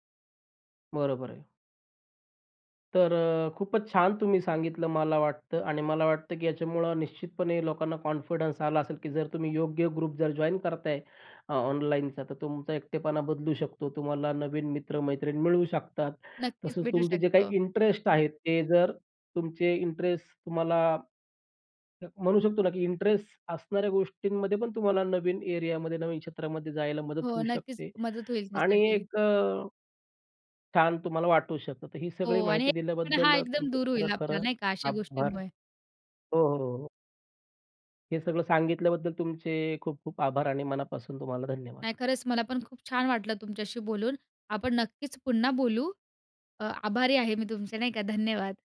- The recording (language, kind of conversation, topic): Marathi, podcast, ऑनलाइन समुदायांनी तुमचा एकटेपणा कसा बदलला?
- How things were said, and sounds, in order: in English: "कॉन्फिडन्स"; in English: "ग्रुप"; other noise